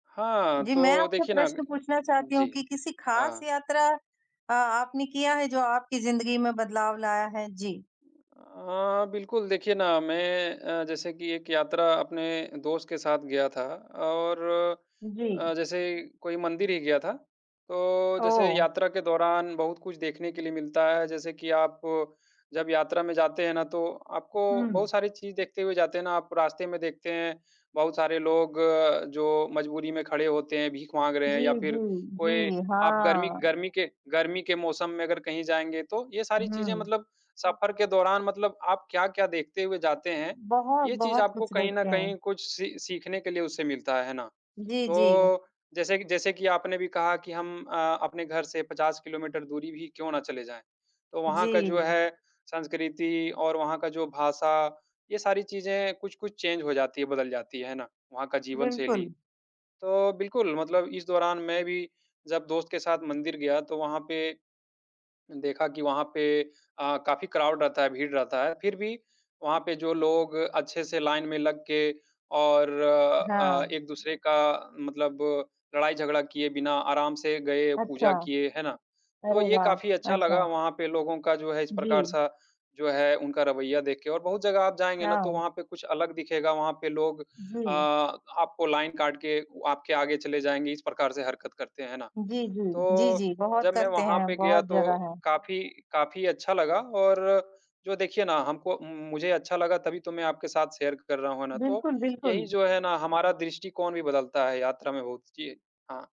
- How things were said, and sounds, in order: in English: "चेन्ज"; in English: "क्राउड"; in English: "लाइन"; in English: "लाइन"; other background noise; in English: "शेयर"
- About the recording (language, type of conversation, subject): Hindi, unstructured, क्या यात्रा आपके नजरिए को बदलती है, और कैसे?